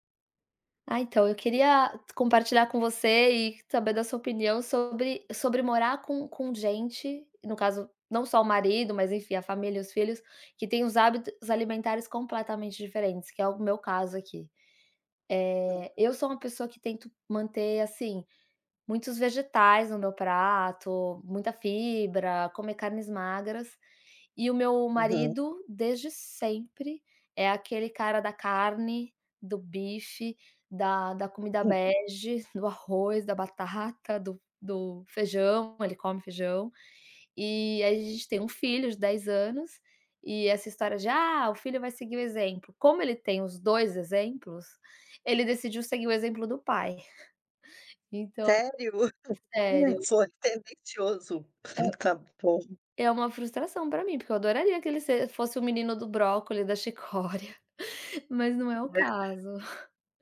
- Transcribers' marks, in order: tapping; chuckle; chuckle; laughing while speaking: "chicória"; chuckle
- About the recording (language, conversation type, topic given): Portuguese, advice, Como é morar com um parceiro que tem hábitos alimentares opostos?